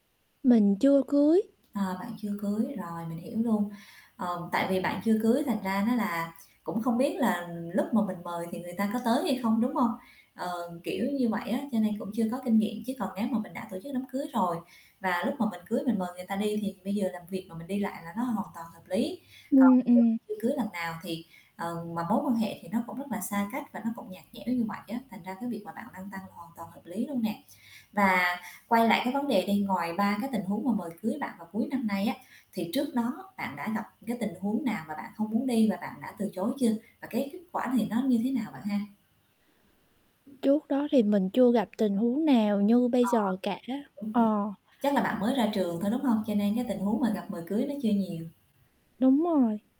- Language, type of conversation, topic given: Vietnamese, advice, Làm sao để từ chối lời mời một cách khéo léo mà không làm người khác phật lòng?
- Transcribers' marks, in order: static; tapping; distorted speech; other background noise; unintelligible speech